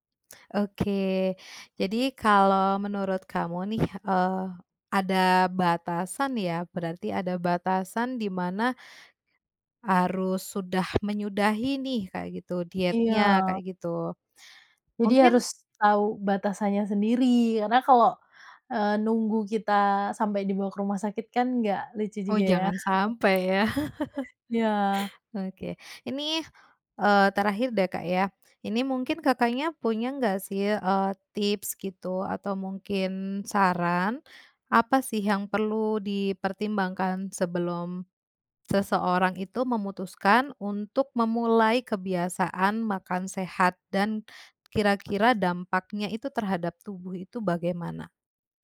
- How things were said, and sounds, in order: other background noise; chuckle
- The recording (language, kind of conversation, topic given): Indonesian, podcast, Apa kebiasaan makan sehat yang paling mudah menurutmu?